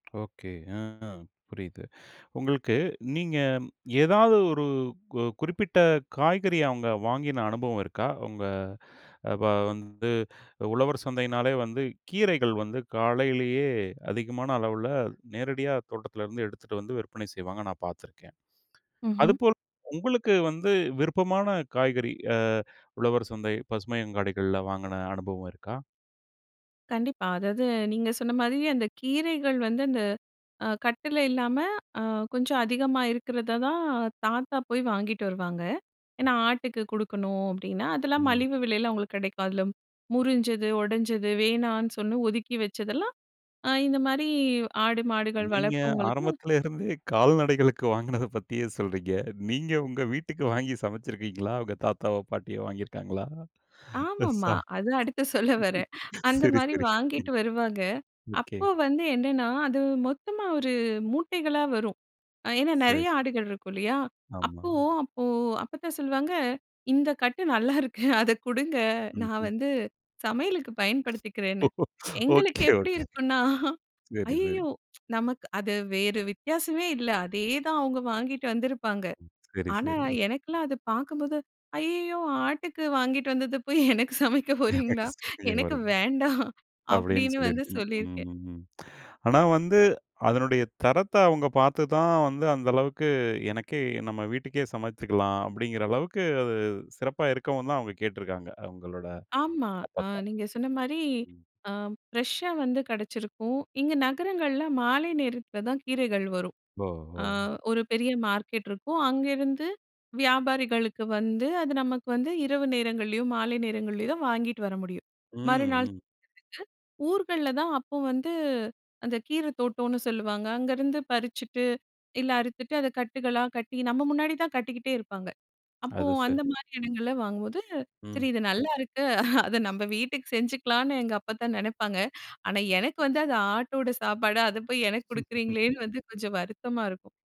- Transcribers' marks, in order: other noise; other background noise; "அதில" said as "அதிலம்"; laughing while speaking: "இருந்தே கால்நடைகளுக்கு வாங்குனத பத்தியே சொல்றீங்க … தாத்தாவோ! பாட்டியோ! வாங்கிருக்காங்களா?"; chuckle; laughing while speaking: "சரி, சரி"; chuckle; laughing while speaking: "நல்லாயிருக்கு. அதை கொடுங்க"; laughing while speaking: "ஒகே, ஓகே"; laughing while speaking: "இருக்குன்னா"; tsk; laughing while speaking: "எனக்கு சமைக்க போறீங்களா? எனக்கு வேண்டாம்"; unintelligible speech; in English: "ஃப்ரெஷ்ஷா"; unintelligible speech; unintelligible speech; laughing while speaking: "அத நம்ம"
- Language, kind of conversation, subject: Tamil, podcast, உங்கள் ஊரில் உள்ள பசுமை அங்காடி பற்றி நீங்கள் என்ன சொல்ல விரும்புகிறீர்கள்?